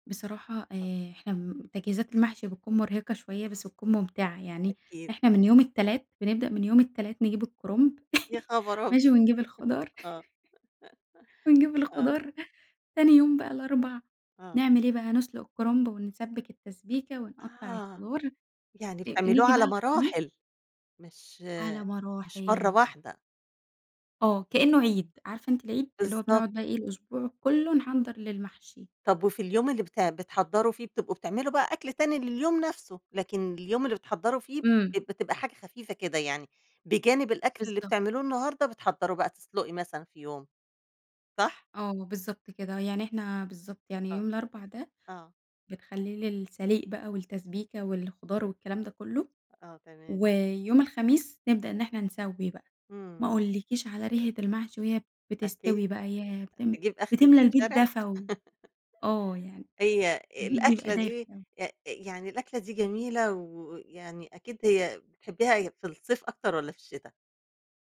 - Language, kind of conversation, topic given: Arabic, podcast, إيه أكتر عادة في الطبخ ورثتها من أهلك؟
- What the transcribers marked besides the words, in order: unintelligible speech; laughing while speaking: "أبيض!"; chuckle; laugh; chuckle; laugh